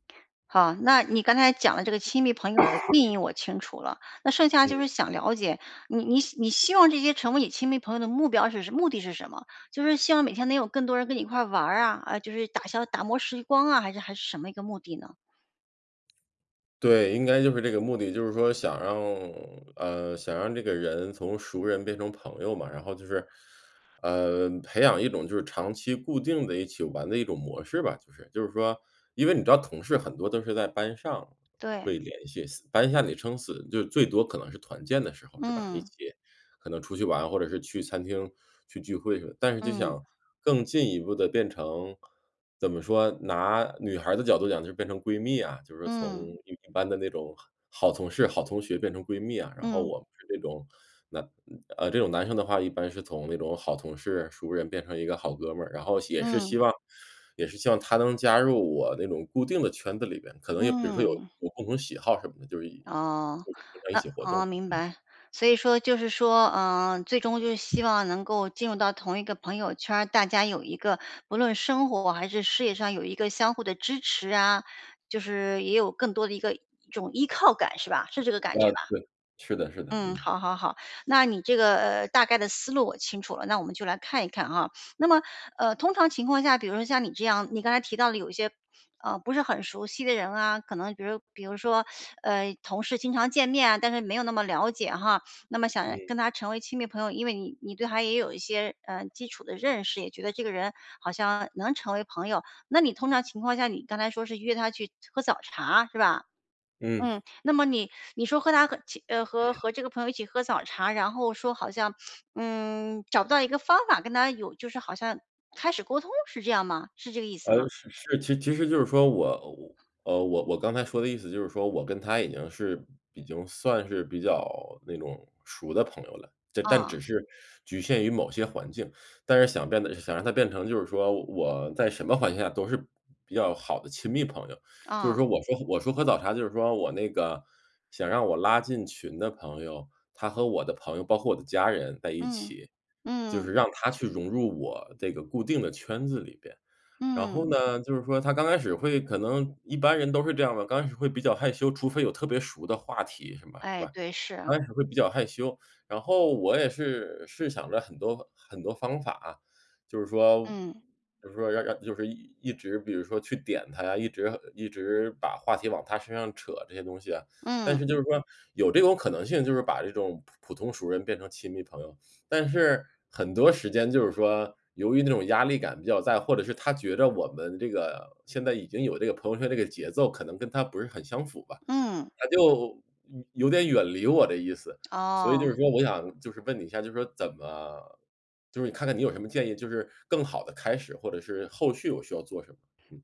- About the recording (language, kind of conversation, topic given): Chinese, advice, 如何开始把普通熟人发展成亲密朋友？
- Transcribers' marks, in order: tapping; cough; other background noise; teeth sucking; throat clearing